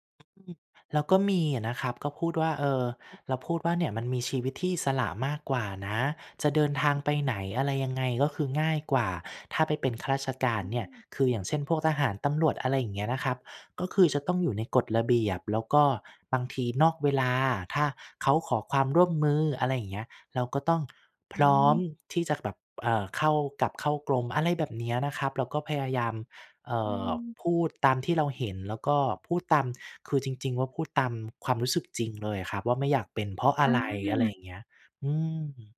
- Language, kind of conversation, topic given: Thai, podcast, ถ้าคนอื่นไม่เห็นด้วย คุณยังทำตามความฝันไหม?
- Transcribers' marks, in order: other background noise; tapping